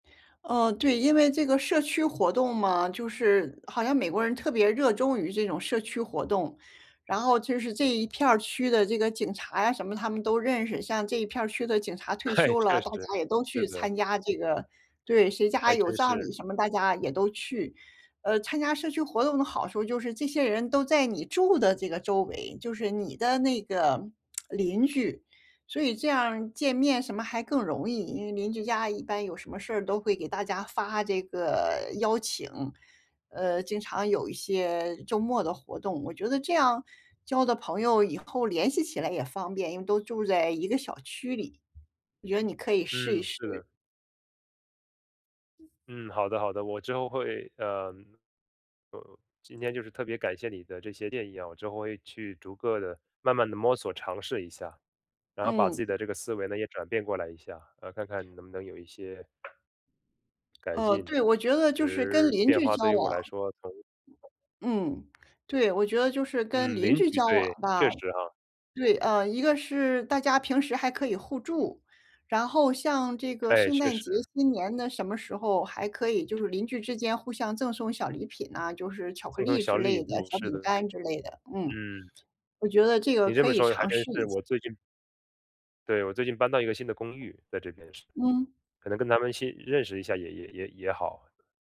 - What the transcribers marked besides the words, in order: lip smack; other background noise; tapping; unintelligible speech
- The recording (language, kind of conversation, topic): Chinese, advice, 剛搬來新地方，我該怎麼認識志同道合的朋友？